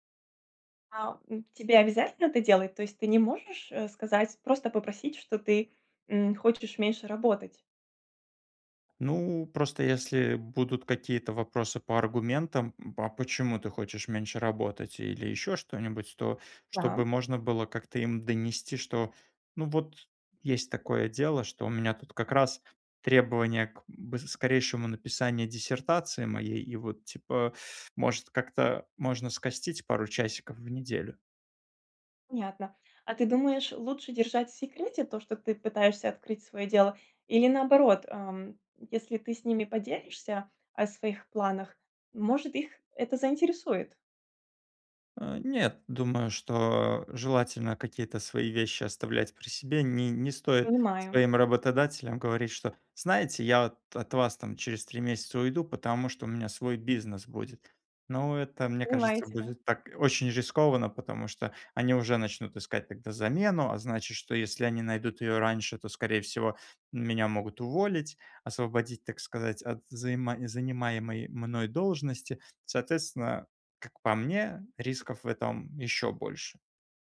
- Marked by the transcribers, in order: tapping
- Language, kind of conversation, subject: Russian, advice, Как понять, стоит ли сейчас менять карьерное направление?
- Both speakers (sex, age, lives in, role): female, 35-39, France, advisor; male, 30-34, Poland, user